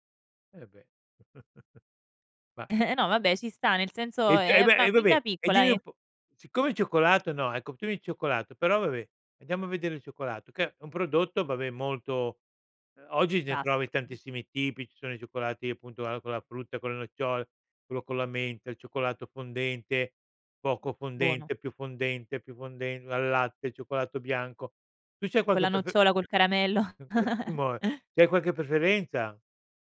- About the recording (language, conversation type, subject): Italian, podcast, Qual è il piatto che ti consola sempre?
- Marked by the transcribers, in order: chuckle; laughing while speaking: "caramello"; chuckle; unintelligible speech